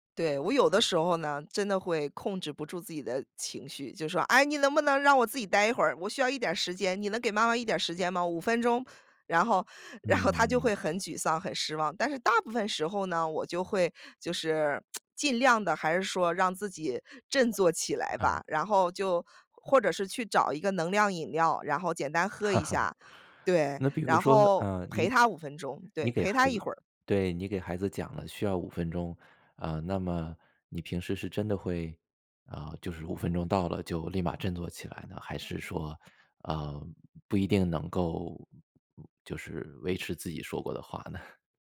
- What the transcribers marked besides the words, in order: lip smack; laugh; chuckle
- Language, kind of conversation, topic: Chinese, podcast, 在忙碌的生活中，如何维持良好的亲子关系？